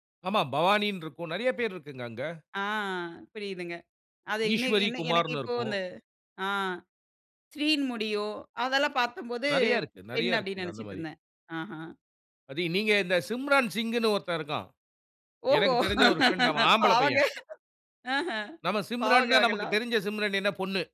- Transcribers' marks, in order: laugh
- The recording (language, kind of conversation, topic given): Tamil, podcast, உங்கள் பெயர் எப்படி வந்தது என்று அதன் பின்னணியைச் சொல்ல முடியுமா?